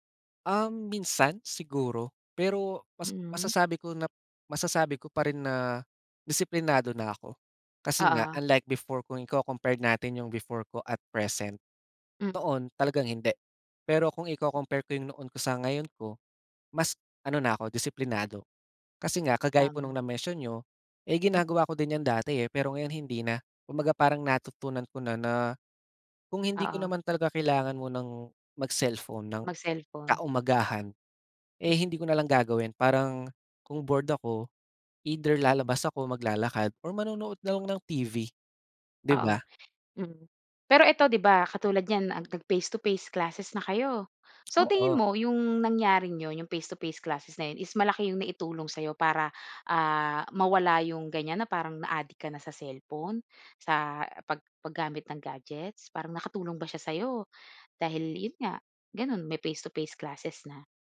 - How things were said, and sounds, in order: none
- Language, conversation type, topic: Filipino, podcast, Paano mo binabalanse ang oras mo sa paggamit ng mga screen at ang pahinga?